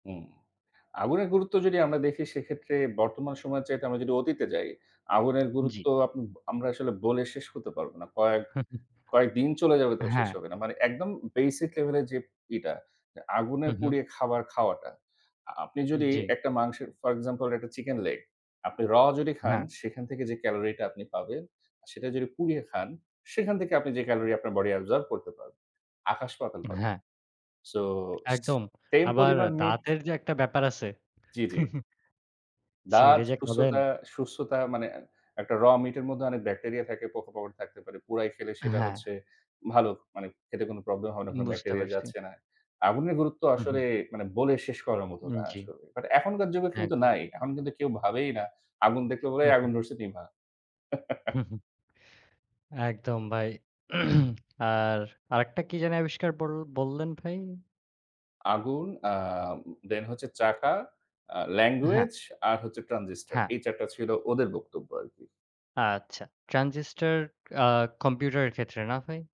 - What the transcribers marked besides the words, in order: chuckle; in English: "basic level"; in English: "for example"; in English: "chicken leg"; in English: "body absorb"; in English: "meat"; chuckle; in English: "raw meat"; chuckle; throat clearing; in English: "transistor"
- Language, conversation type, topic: Bengali, unstructured, তোমার মতে, মানব ইতিহাসের সবচেয়ে বড় আবিষ্কার কোনটি?